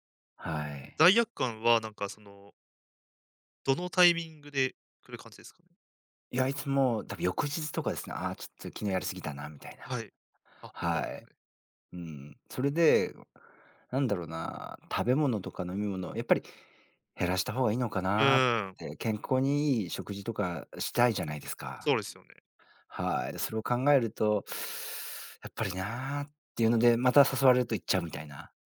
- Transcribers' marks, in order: none
- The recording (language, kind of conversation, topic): Japanese, advice, 外食や飲み会で食べると強い罪悪感を感じてしまうのはなぜですか？